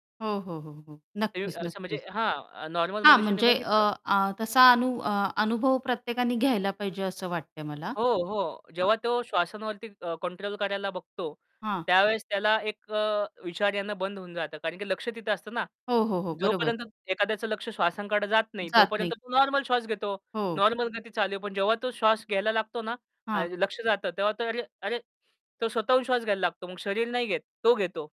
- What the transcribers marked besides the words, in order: static; unintelligible speech; tapping
- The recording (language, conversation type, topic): Marathi, podcast, निसर्गात ध्यानाला सुरुवात कशी करावी आणि सोपी पद्धत कोणती आहे?